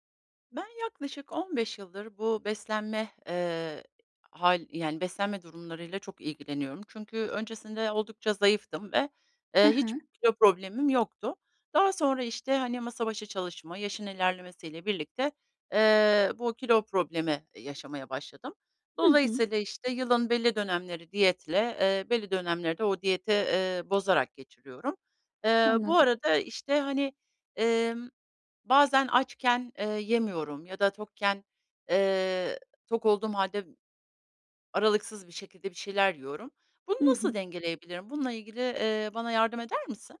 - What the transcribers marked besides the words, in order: other background noise
- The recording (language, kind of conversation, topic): Turkish, advice, Vücudumun açlık ve tokluk sinyallerini nasıl daha doğru tanıyabilirim?